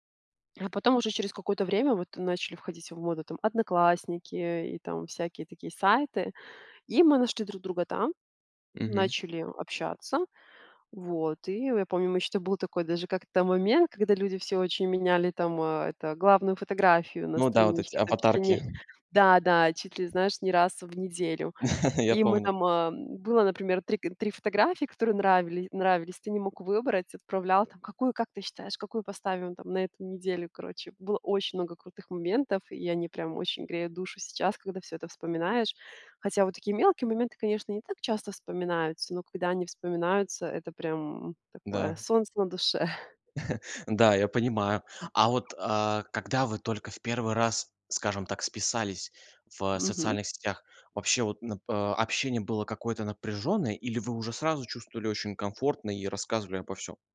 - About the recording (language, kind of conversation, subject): Russian, podcast, Расскажите о моменте, когда вас неожиданно нашли?
- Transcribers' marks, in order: other background noise; tapping; laugh; chuckle